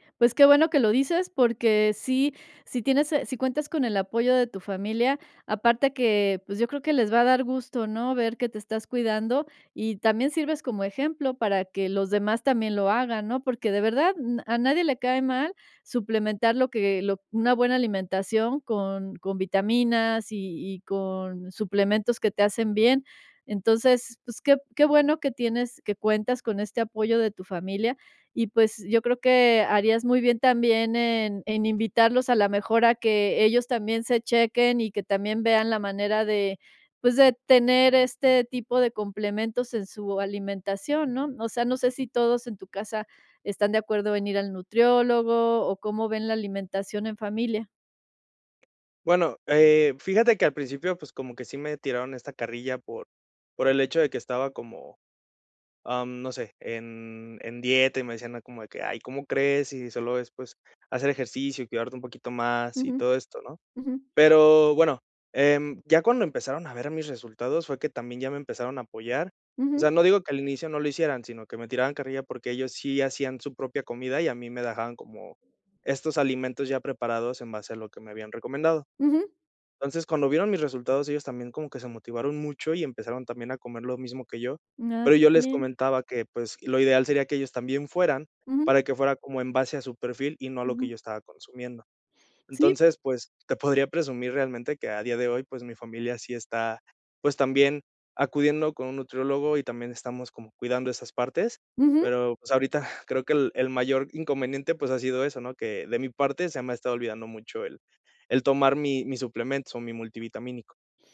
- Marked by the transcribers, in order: tapping; laughing while speaking: "te podría"; laughing while speaking: "ahorita"
- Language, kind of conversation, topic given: Spanish, advice, ¿Cómo puedo evitar olvidar tomar mis medicamentos o suplementos con regularidad?